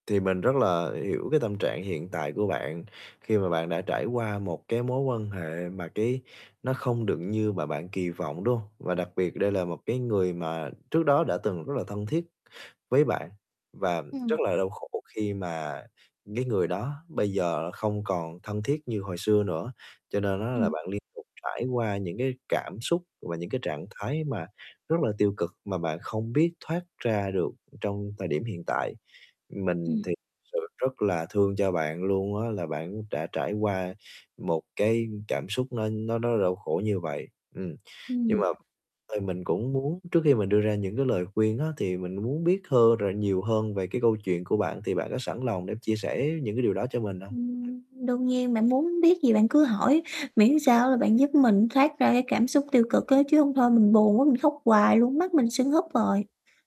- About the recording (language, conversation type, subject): Vietnamese, advice, Làm sao để chuyển hóa cảm xúc tiêu cực?
- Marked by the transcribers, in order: tapping; distorted speech; other background noise